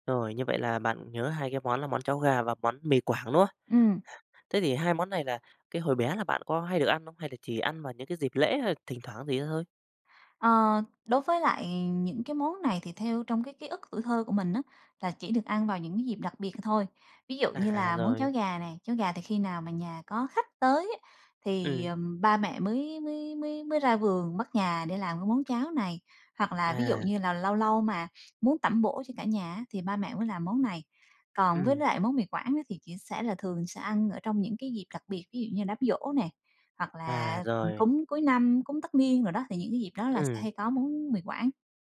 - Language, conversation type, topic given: Vietnamese, podcast, Món ăn gia truyền nào khiến bạn nhớ nhà nhất?
- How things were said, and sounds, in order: none